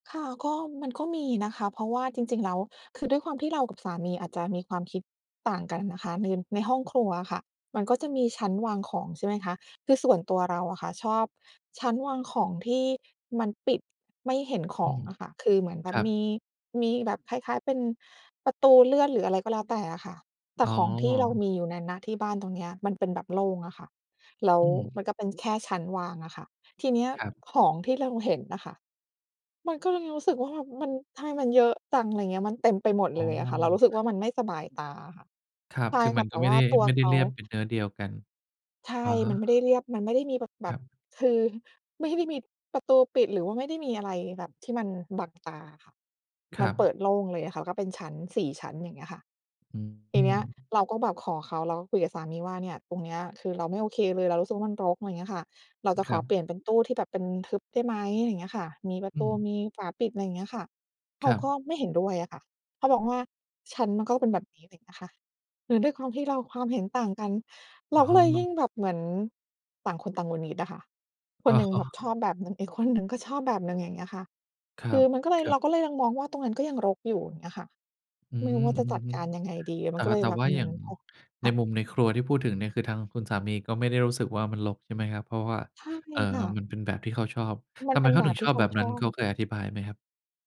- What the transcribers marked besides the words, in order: other background noise; tapping; laughing while speaking: "อ๋อ"
- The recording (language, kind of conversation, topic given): Thai, advice, ควรเริ่มจัดการของรกในคอนโดหรือบ้านที่ทำให้เครียดอย่างไรดี?